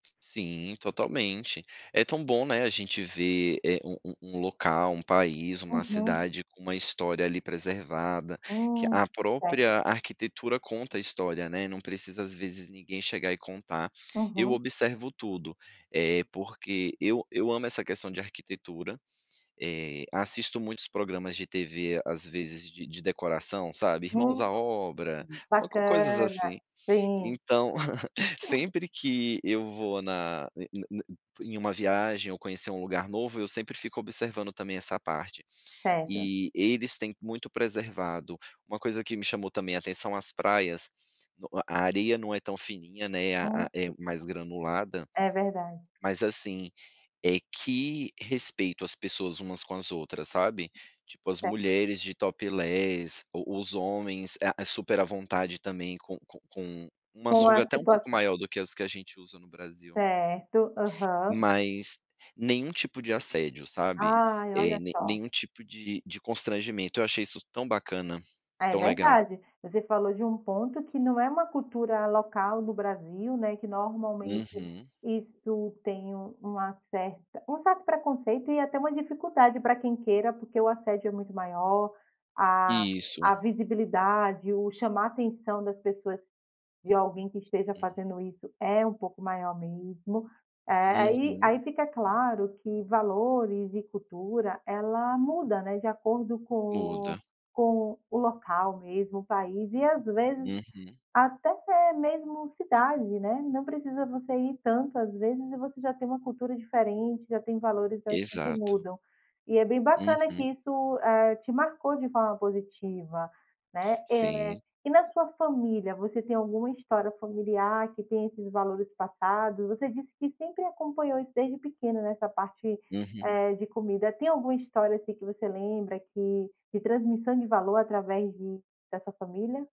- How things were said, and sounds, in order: tapping; chuckle
- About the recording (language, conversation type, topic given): Portuguese, podcast, Que papel a comida tem na transmissão de valores?